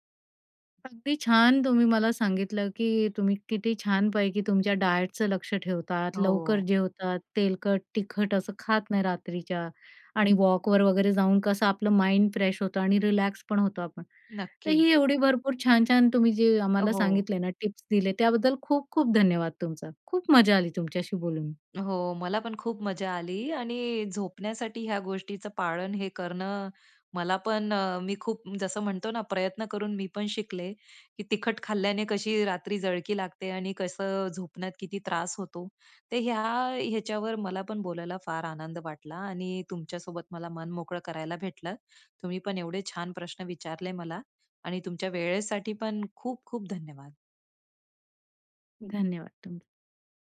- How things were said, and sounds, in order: in English: "डायटचं"; in English: "माइंड फ्रेश"; tapping; other background noise
- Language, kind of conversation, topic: Marathi, podcast, झोपण्यापूर्वी कोणते छोटे विधी तुम्हाला उपयोगी पडतात?